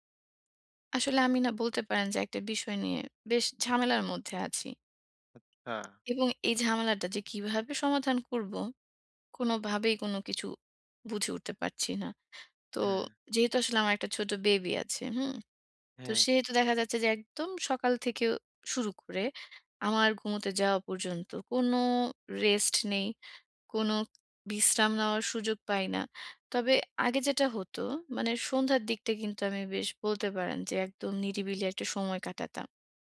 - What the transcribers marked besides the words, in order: none
- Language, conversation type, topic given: Bengali, advice, সন্ধ্যায় কীভাবে আমি শান্ত ও নিয়মিত রুটিন গড়ে তুলতে পারি?